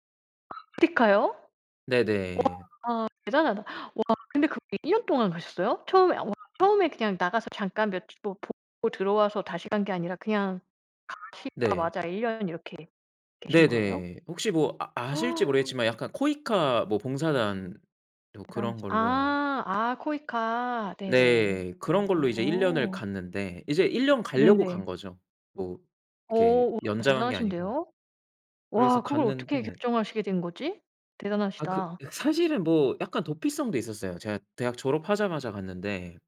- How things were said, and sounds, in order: other background noise; gasp; tapping
- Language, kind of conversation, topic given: Korean, podcast, 당신을 가장 성장하게 만든 경험은 무엇인가요?